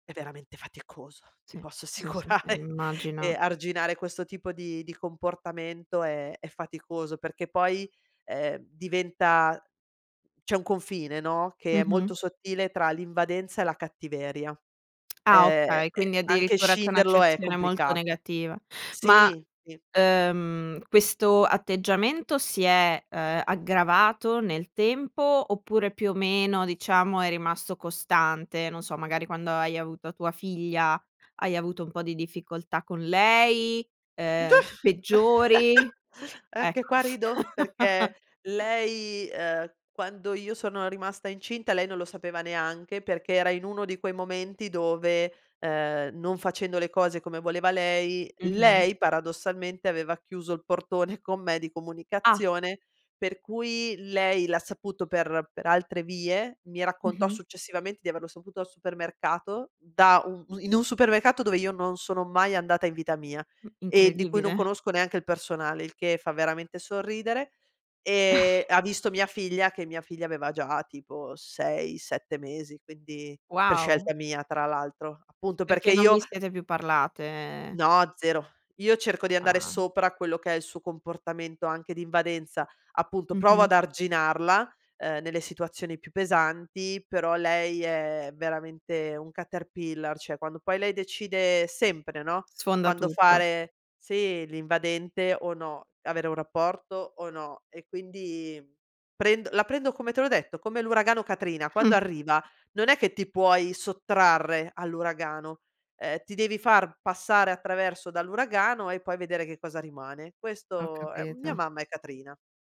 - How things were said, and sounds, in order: laughing while speaking: "assicurare"; tsk; chuckle; laugh; other background noise; sigh; "Cioè" said as "ceh"
- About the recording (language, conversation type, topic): Italian, podcast, Come stabilire dei limiti con parenti invadenti?